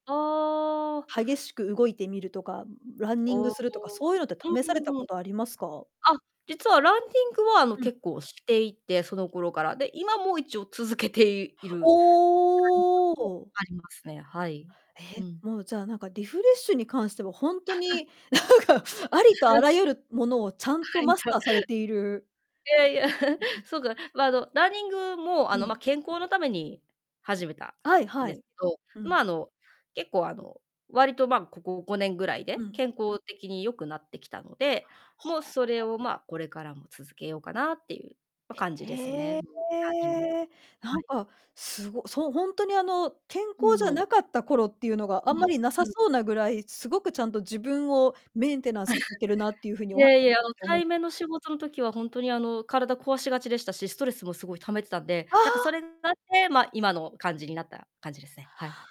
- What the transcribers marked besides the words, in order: distorted speech; unintelligible speech; chuckle; laughing while speaking: "なんか"; chuckle; laughing while speaking: "はいと いや いや"; laugh; unintelligible speech; unintelligible speech
- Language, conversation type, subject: Japanese, podcast, 短時間でリフレッシュするには、どんなコツがありますか？